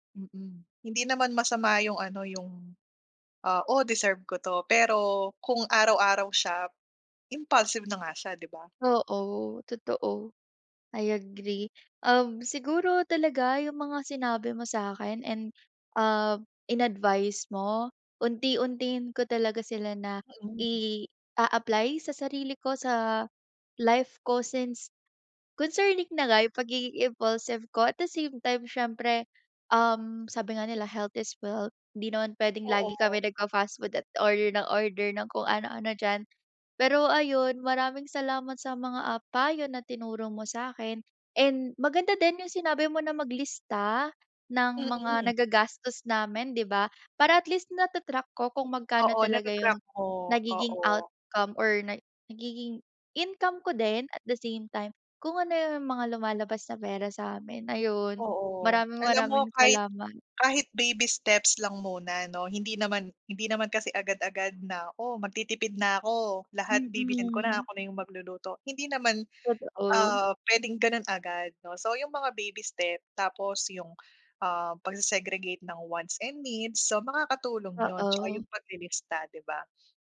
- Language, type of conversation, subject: Filipino, advice, Paano ako makakapagbadyet kung palagi akong napapabili nang pabigla-bigla hanggang nauubos ang pera ko?
- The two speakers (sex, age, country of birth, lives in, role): female, 20-24, Philippines, Philippines, user; female, 30-34, Philippines, Philippines, advisor
- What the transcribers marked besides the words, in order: in English: "impulsive"; in English: "impulsive"; in English: "Health is wealth"; in English: "wants and needs"